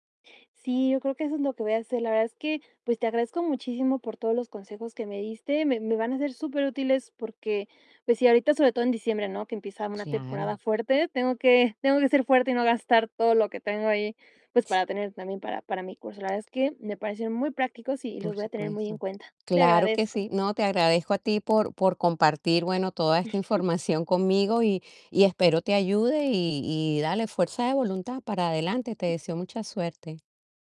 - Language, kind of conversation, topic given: Spanish, advice, ¿Cómo te afectan las compras impulsivas en línea que te generan culpa al final del mes?
- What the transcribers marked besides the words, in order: tapping; static; chuckle; other noise